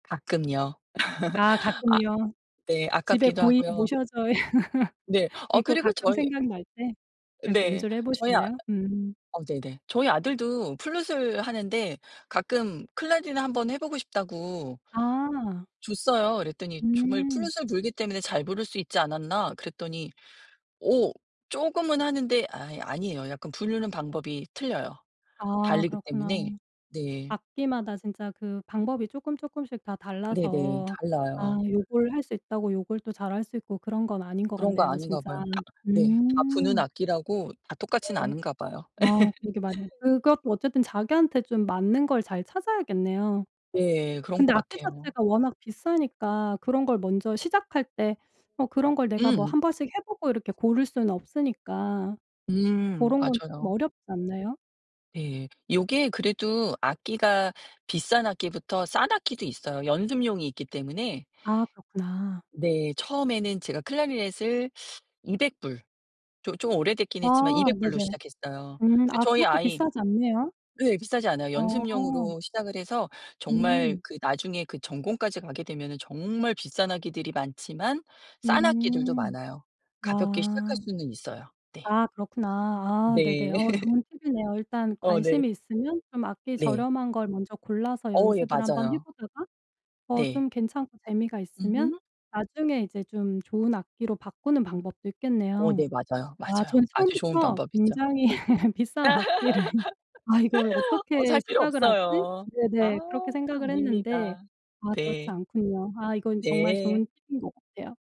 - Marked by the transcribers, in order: laugh; laugh; other background noise; tapping; laugh; teeth sucking; laugh; laughing while speaking: "굉장히 비싼 악기를"; laugh
- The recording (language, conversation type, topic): Korean, podcast, 그 취미는 어떻게 시작하게 되셨나요?